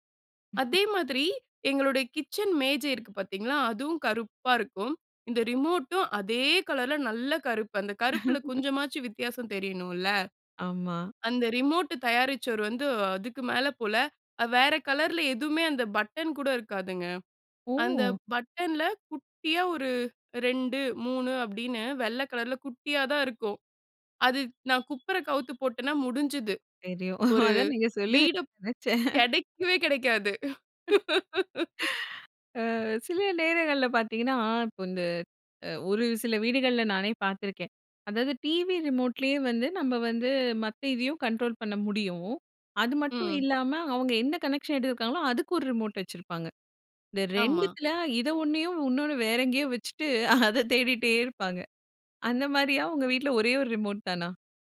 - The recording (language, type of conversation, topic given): Tamil, podcast, மொபைல், ரிமோட் போன்ற பொருட்கள் அடிக்கடி தொலைந்துபோகாமல் இருக்க நீங்கள் என்ன வழிகளைப் பின்பற்றுகிறீர்கள்?
- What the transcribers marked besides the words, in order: chuckle; laugh; horn; laughing while speaking: "அதான் நீங்க சொல்லுவீங்கன்னு நெனைச்சேன்"; laughing while speaking: "அ சில நேரங்கள்ல பாத்தீங்கன்னா"; laugh; in English: "கனெக்க்ஷன்"; other background noise; laughing while speaking: "அத தேடிட்டே"